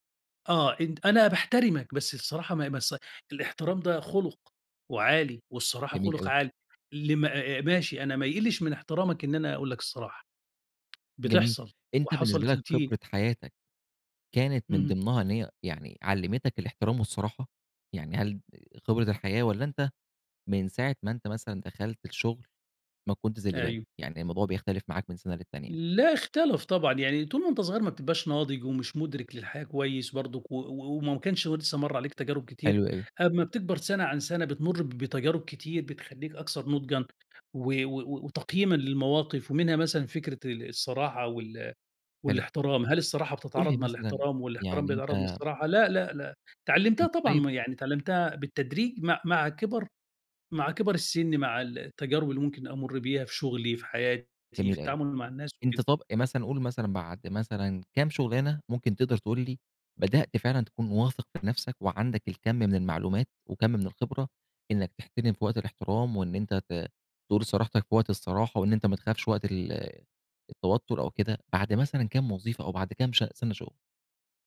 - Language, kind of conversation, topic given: Arabic, podcast, إزاي بتحافظ على احترام الكِبير وفي نفس الوقت بتعبّر عن رأيك بحرية؟
- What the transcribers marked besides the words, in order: tapping